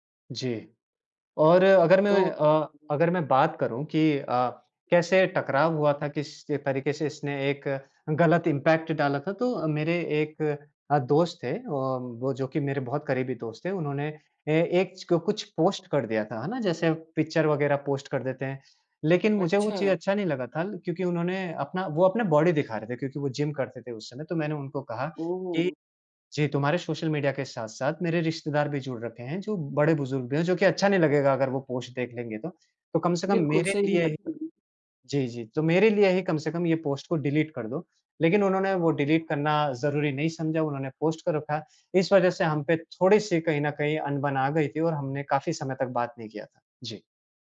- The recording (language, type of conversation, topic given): Hindi, podcast, सोशल मीडिया ने रिश्तों पर क्या असर डाला है, आपके हिसाब से?
- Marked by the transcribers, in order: unintelligible speech; in English: "इम्पैक्ट"; in English: "पोस्ट"; in English: "पिक्चर"; in English: "पोस्ट"; in English: "बॉडी"; "ये" said as "जे"; in English: "सोशल मीडिया"; in English: "पोस्ट"; other background noise; in English: "पोस्ट"; in English: "डिलीट"; in English: "डिलीट"; in English: "पोस्ट"